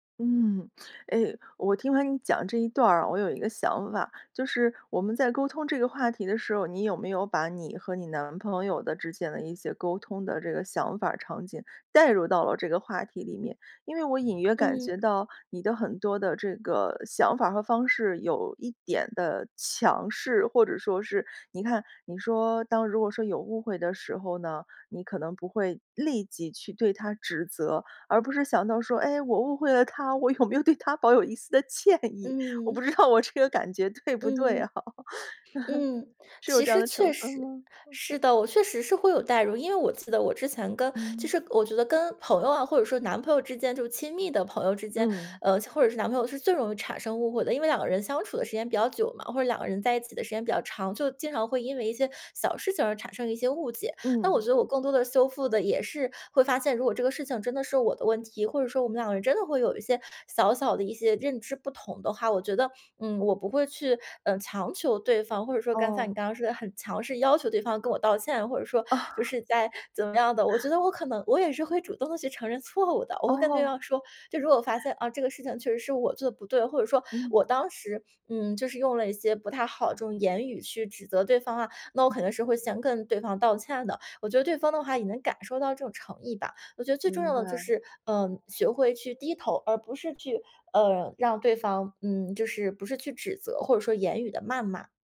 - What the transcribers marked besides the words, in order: other background noise; laughing while speaking: "我误会了他，我有没有对 … 这样的成分吗？"; laugh; laughing while speaking: "我也是会主动地去承认错误的"; music
- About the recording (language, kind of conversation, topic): Chinese, podcast, 你会怎么修复沟通中的误解？